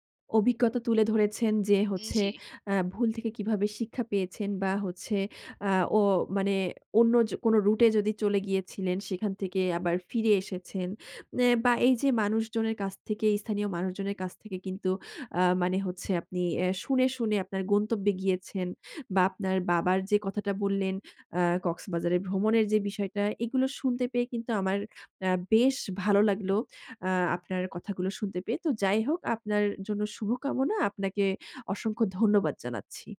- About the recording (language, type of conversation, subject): Bengali, podcast, ভ্রমণে করা কোনো ভুল থেকে কি আপনি বড় কোনো শিক্ষা পেয়েছেন?
- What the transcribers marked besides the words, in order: other background noise